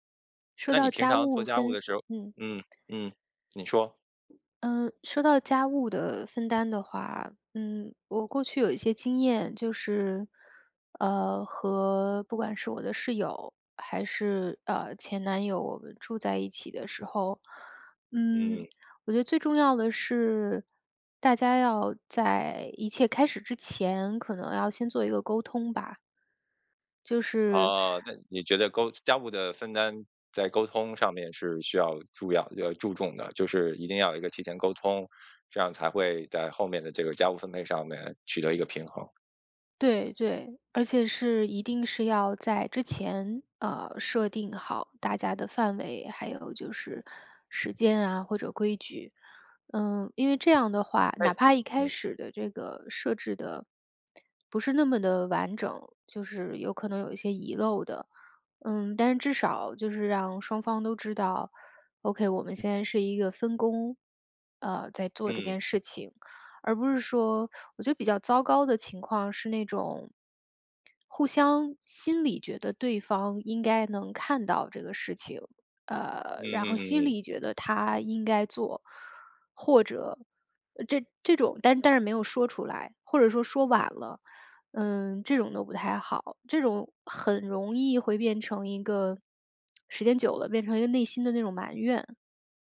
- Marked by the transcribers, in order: other background noise; tapping
- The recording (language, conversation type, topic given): Chinese, podcast, 在家里应该怎样更公平地分配家务？
- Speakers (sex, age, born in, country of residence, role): female, 35-39, China, United States, guest; male, 40-44, China, United States, host